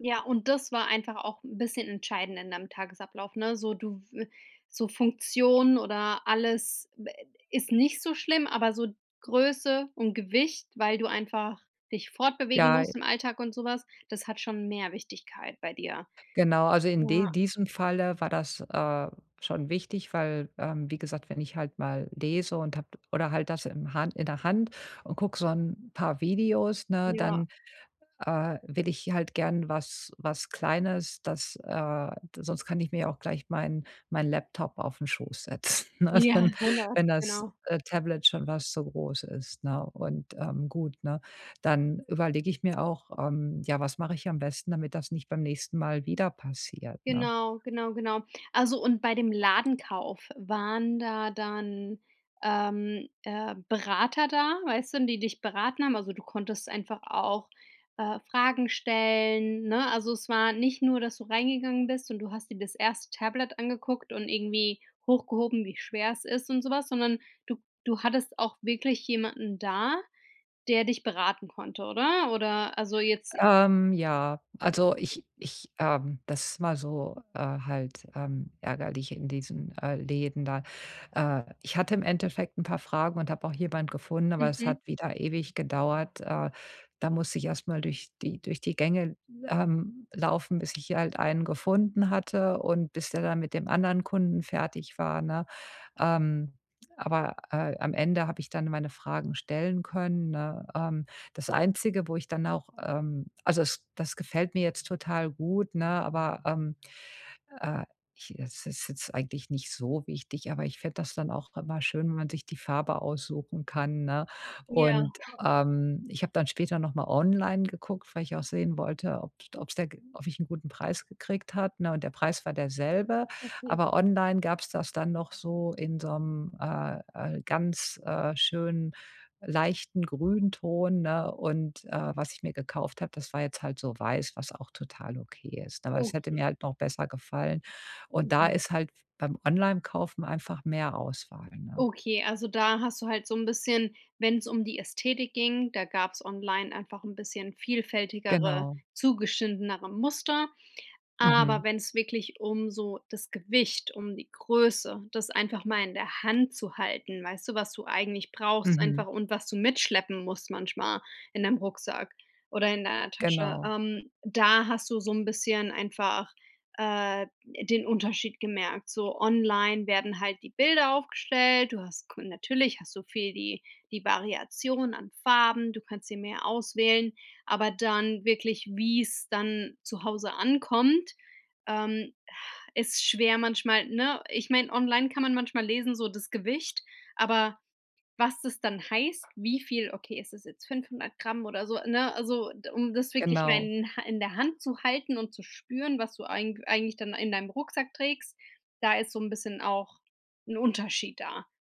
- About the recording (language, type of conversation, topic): German, advice, Wie kann ich Fehlkäufe beim Online- und Ladenkauf vermeiden und besser einkaufen?
- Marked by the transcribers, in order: laughing while speaking: "setzen, ne? Dann"; "zugeschnittenere" said as "zugeschiendenere"